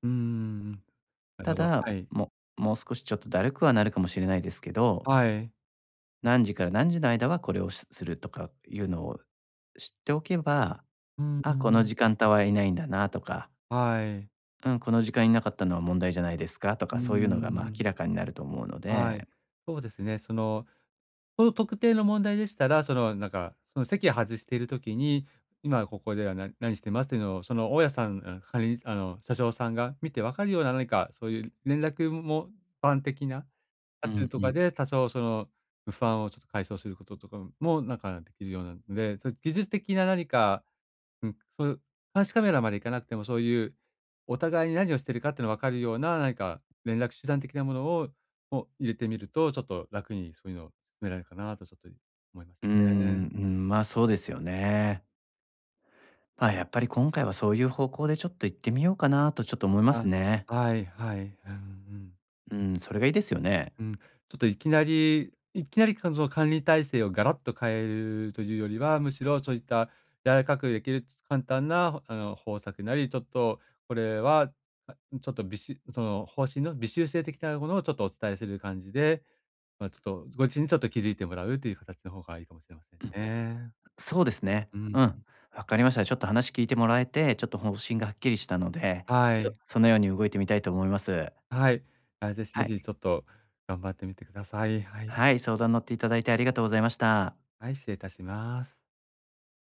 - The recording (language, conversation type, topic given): Japanese, advice, 職場で失った信頼を取り戻し、関係を再構築するにはどうすればよいですか？
- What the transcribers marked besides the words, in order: "時間帯" said as "じかんた"